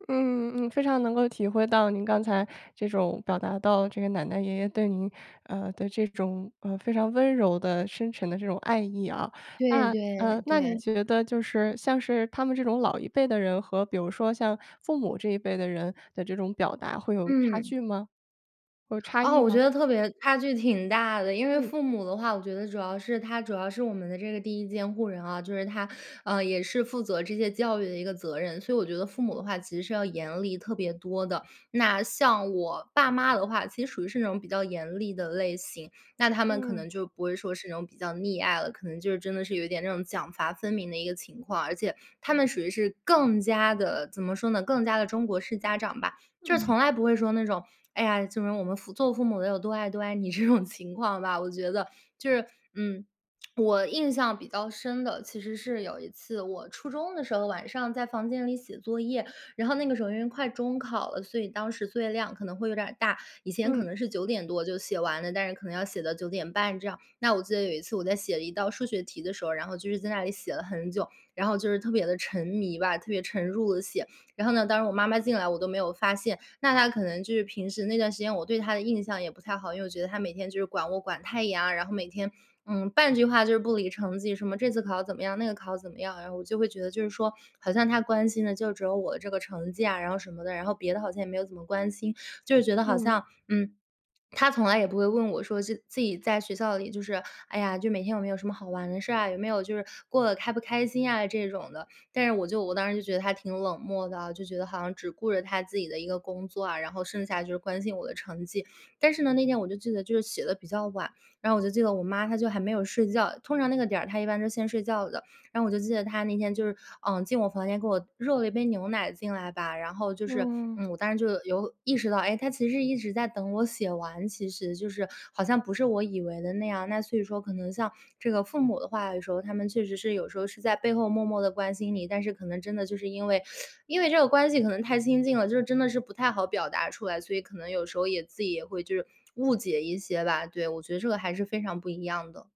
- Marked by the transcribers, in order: laughing while speaking: "这种"; teeth sucking; swallow; teeth sucking
- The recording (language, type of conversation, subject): Chinese, podcast, 你小时候最常收到哪种爱的表达？